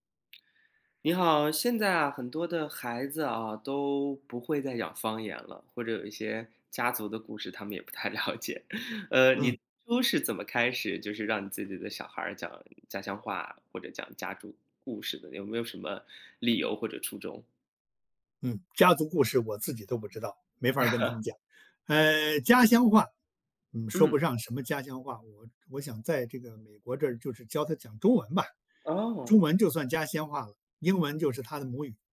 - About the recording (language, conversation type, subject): Chinese, podcast, 你是怎么教孩子说家乡话或讲家族故事的？
- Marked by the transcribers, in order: laughing while speaking: "了解"; chuckle; chuckle